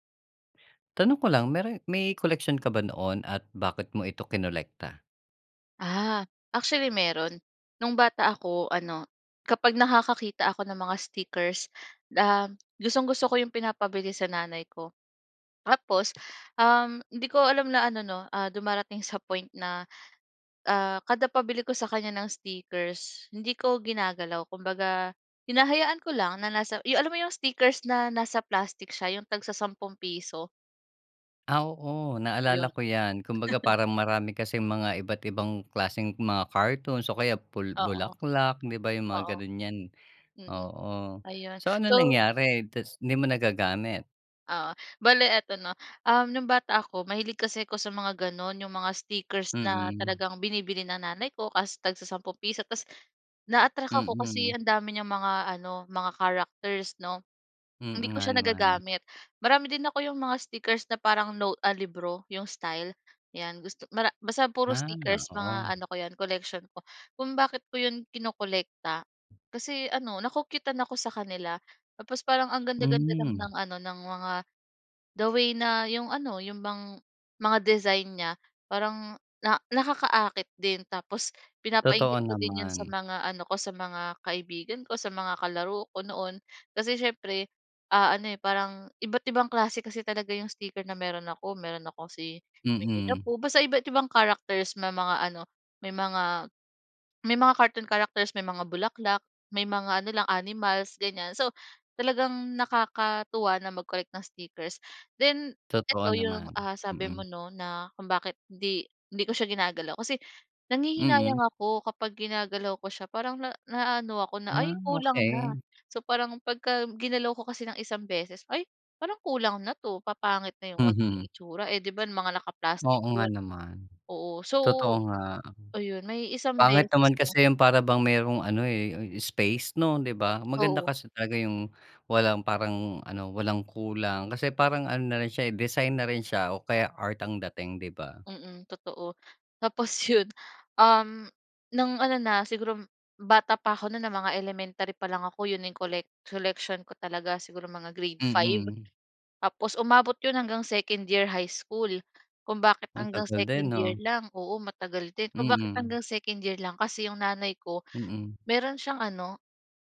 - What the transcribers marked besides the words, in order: tapping; chuckle
- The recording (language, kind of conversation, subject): Filipino, podcast, May koleksyon ka ba noon, at bakit mo ito kinolekta?